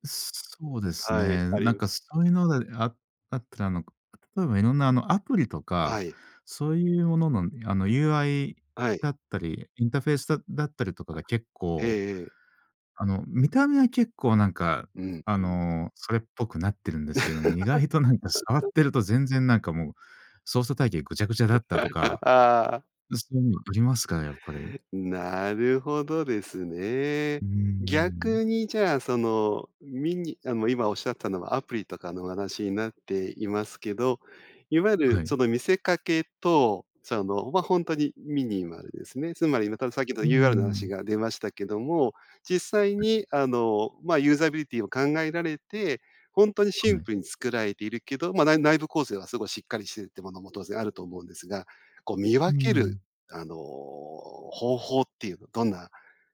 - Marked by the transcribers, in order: tapping; in English: "インターフェース"; other noise; laugh; laugh; inhale; unintelligible speech; in English: "ユーザビリティ"
- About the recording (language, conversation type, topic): Japanese, podcast, ミニマルと見せかけのシンプルの違いは何ですか？